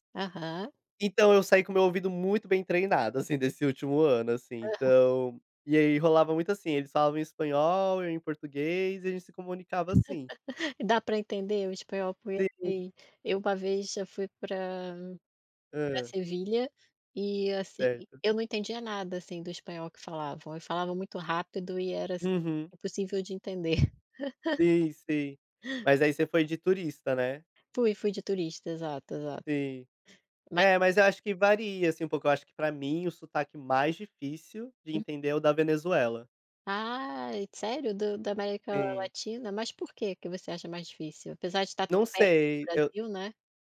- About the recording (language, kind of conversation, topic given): Portuguese, podcast, Como você supera o medo da mudança?
- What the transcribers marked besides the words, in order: laugh; laugh